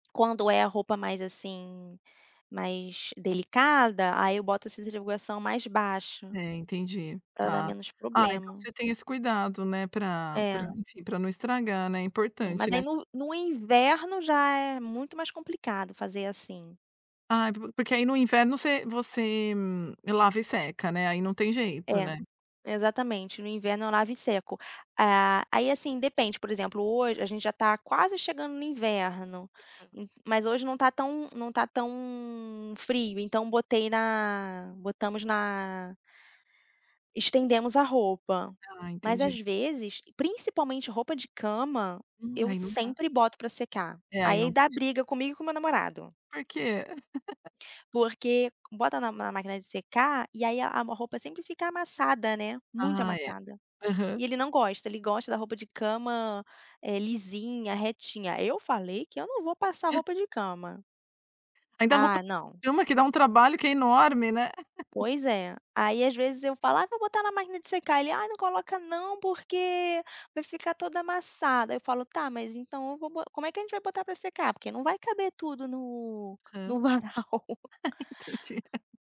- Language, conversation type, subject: Portuguese, podcast, Como você organiza a lavagem de roupas no dia a dia para não deixar nada acumular?
- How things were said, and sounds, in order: tapping; giggle; giggle; laugh; laughing while speaking: "Entendi"; giggle